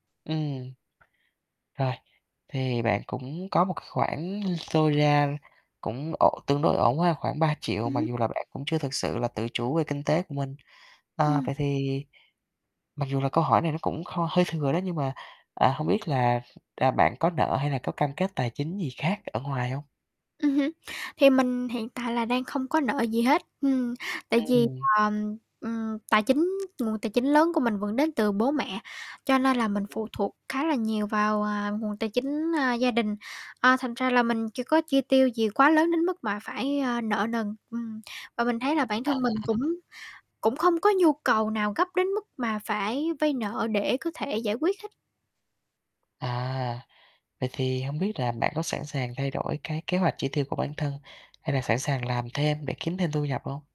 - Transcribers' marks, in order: tapping; other background noise; distorted speech; static
- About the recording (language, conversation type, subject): Vietnamese, advice, Tôi muốn tiết kiệm để mua nhà hoặc căn hộ nhưng không biết nên bắt đầu từ đâu?